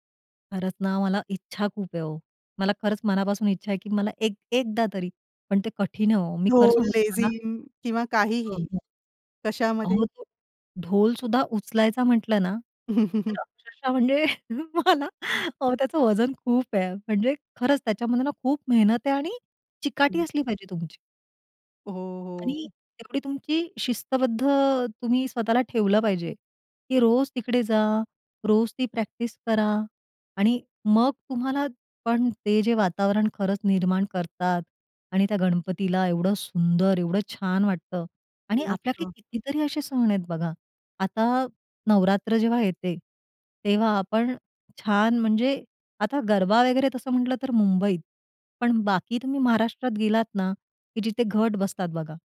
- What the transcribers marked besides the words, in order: other background noise; chuckle; laughing while speaking: "मला"; chuckle
- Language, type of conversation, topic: Marathi, podcast, सण-उत्सवांमुळे तुमच्या घरात कोणते संगीत परंपरेने टिकून राहिले आहे?